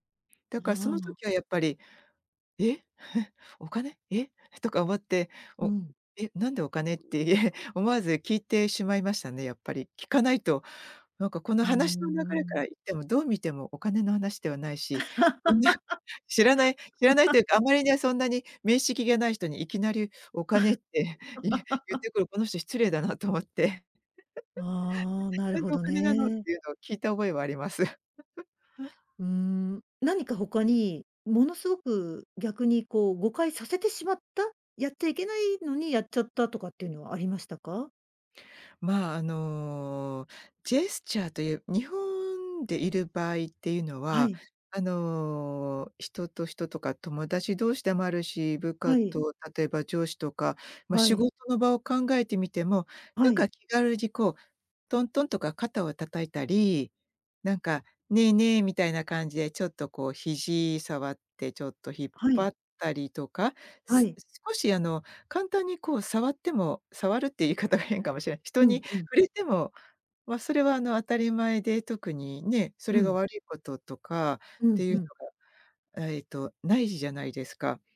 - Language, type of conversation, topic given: Japanese, podcast, ジェスチャーの意味が文化によって違うと感じたことはありますか？
- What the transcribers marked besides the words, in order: chuckle; laugh; chuckle; laugh; laughing while speaking: "この人失礼だなと思って"; chuckle; chuckle; laughing while speaking: "言い方が変かもしれ"; other background noise